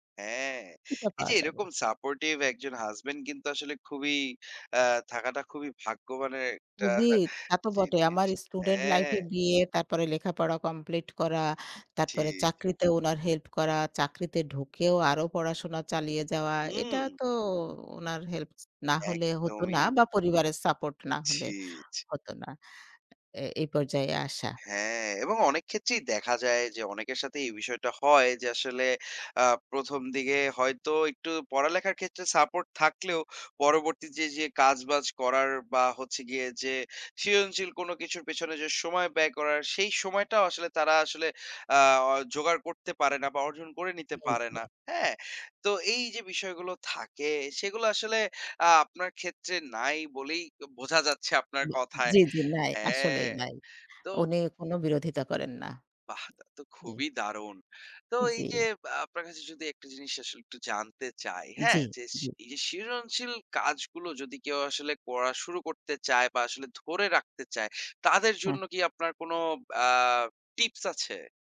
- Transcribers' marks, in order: scoff; tapping; other noise; unintelligible speech
- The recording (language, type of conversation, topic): Bengali, podcast, আপনার সৃজনশীলতার প্রথম স্মৃতি কী?